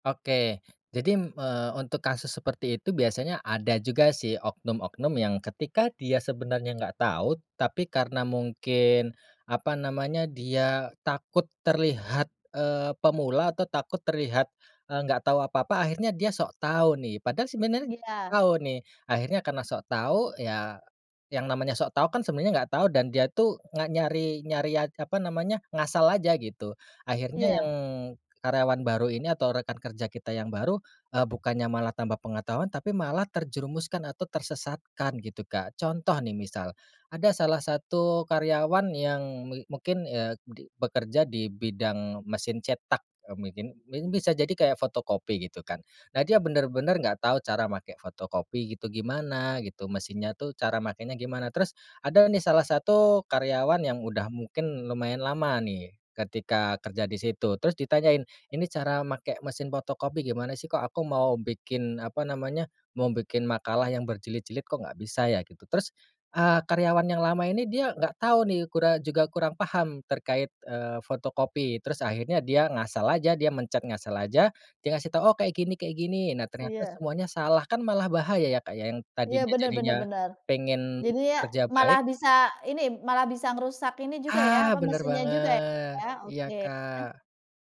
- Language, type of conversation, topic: Indonesian, podcast, Bagaimana kamu membangun kepercayaan dengan rekan kerja baru?
- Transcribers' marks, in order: "Jadi" said as "jadim"